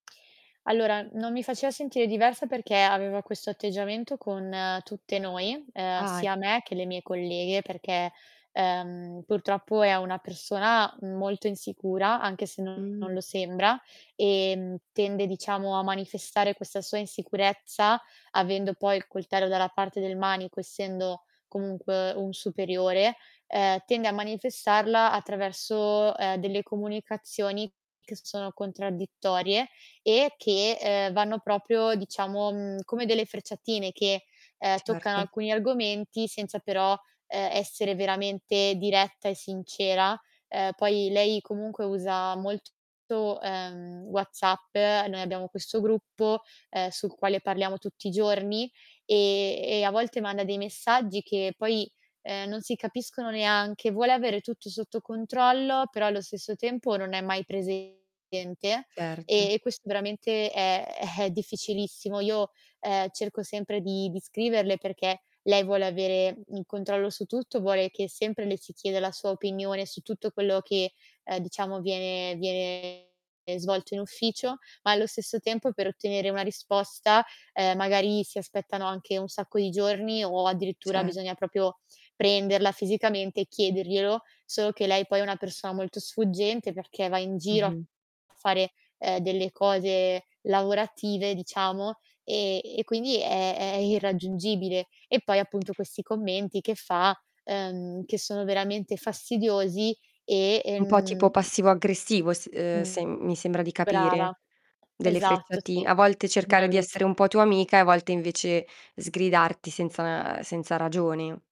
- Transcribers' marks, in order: static; distorted speech; "proprio" said as "propio"; "proprio" said as "propio"; other noise; tapping
- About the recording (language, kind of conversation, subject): Italian, advice, Come posso gestire il senso dell’impostore al lavoro nonostante ottenga buoni risultati?